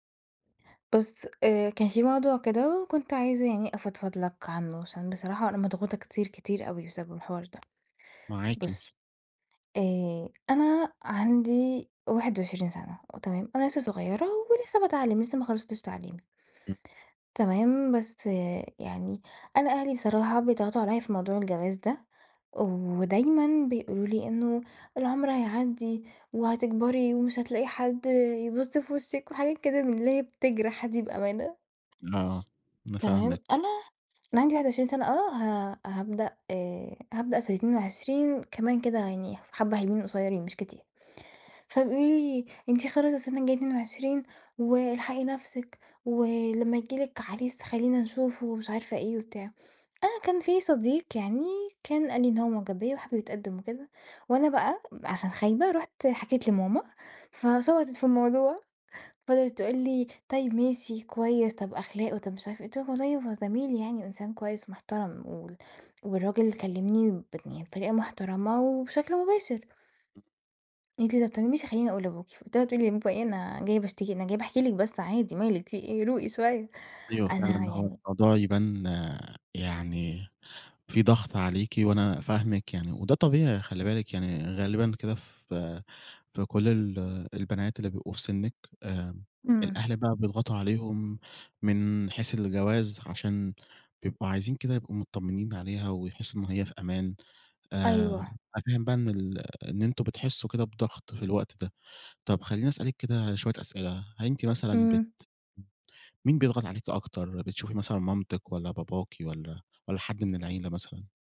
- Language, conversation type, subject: Arabic, advice, إزاي أتعامل مع ضغط العيلة إني أتجوز في سن معيّن؟
- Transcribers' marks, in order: laughing while speaking: "يبُص في وشِك، وحاجات كده من اللي هي بتجرح دي بأمانة"; tapping; laughing while speaking: "فشبطت في الموضوع"; laughing while speaking: "روقي شوية!"; other noise